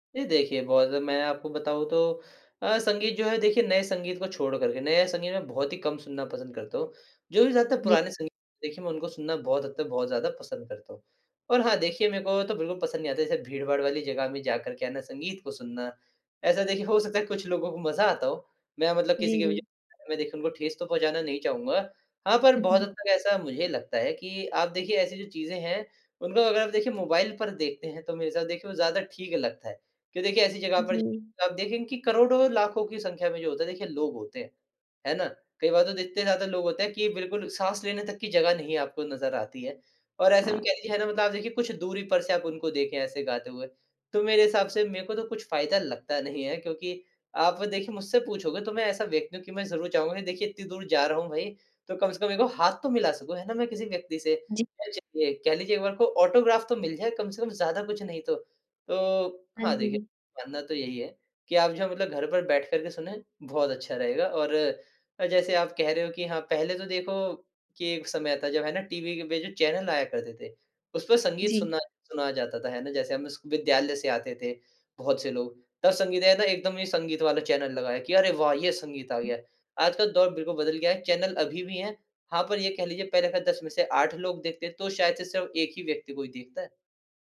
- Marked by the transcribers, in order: unintelligible speech; chuckle; unintelligible speech; in English: "ऑटोग्राफ"
- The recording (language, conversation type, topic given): Hindi, podcast, कौन-सा गाना आपको किसी की याद दिलाता है?